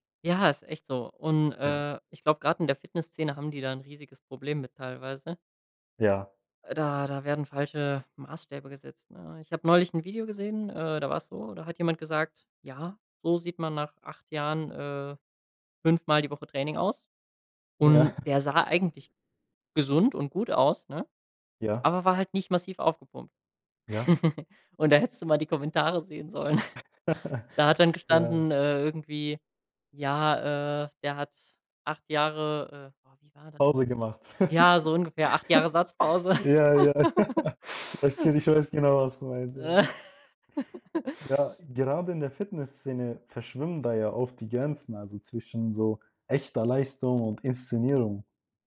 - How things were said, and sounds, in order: giggle; giggle; snort; other background noise; laugh; laugh
- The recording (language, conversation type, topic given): German, podcast, Wie beeinflussen Influencer deiner Meinung nach Schönheitsideale?